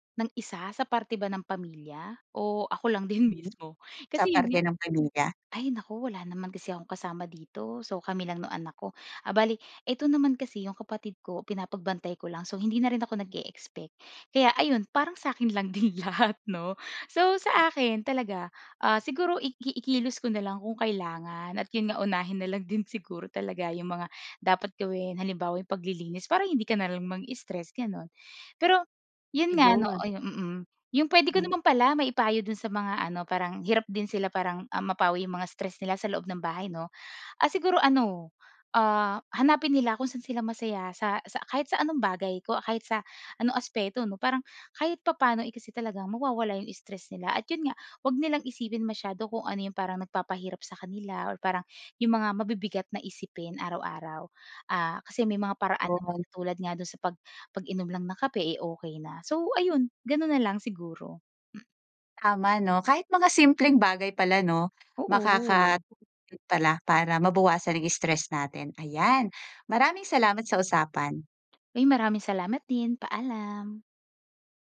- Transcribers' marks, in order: laughing while speaking: "ako lang din mismo?"; gasp; gasp; laughing while speaking: "sa akin lang din lahat, 'no?"; laughing while speaking: "unahin na lang din"; gasp; breath; tapping
- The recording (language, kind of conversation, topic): Filipino, podcast, Paano mo pinapawi ang stress sa loob ng bahay?